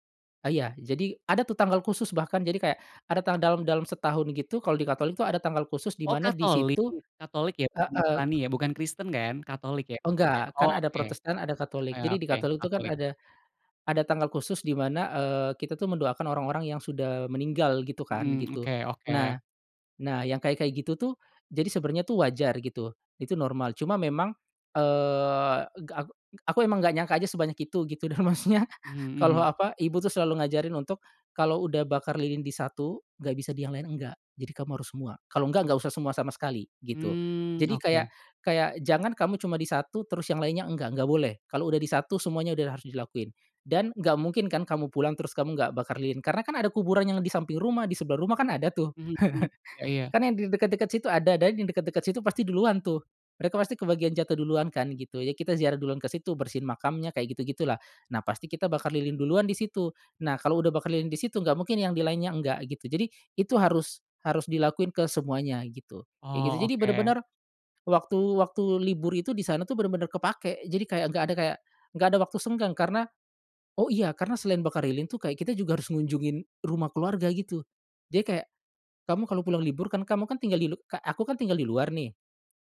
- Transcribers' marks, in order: unintelligible speech; tapping; laughing while speaking: "dan maksudnya"; chuckle
- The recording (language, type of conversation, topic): Indonesian, podcast, Tradisi budaya apa yang selalu kamu jaga, dan bagaimana kamu menjalankannya?